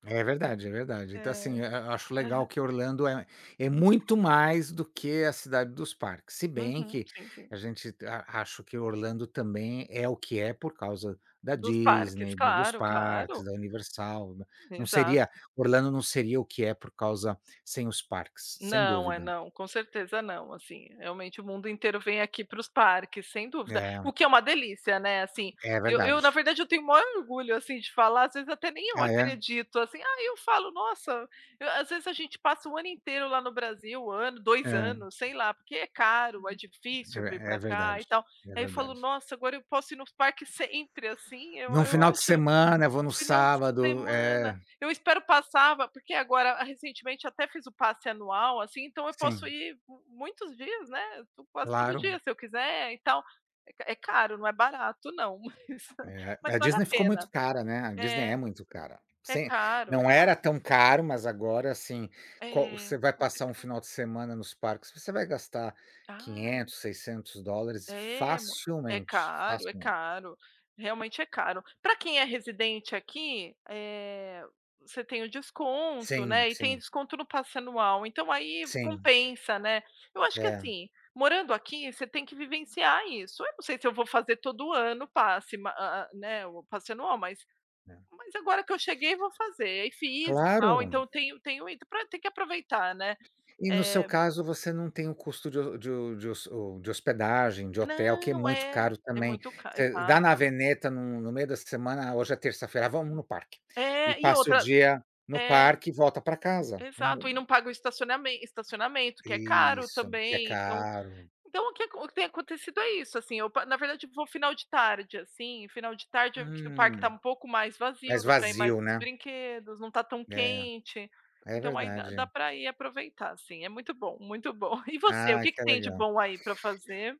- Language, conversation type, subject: Portuguese, unstructured, O que faz você se orgulhar da sua cidade?
- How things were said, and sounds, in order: tapping; laugh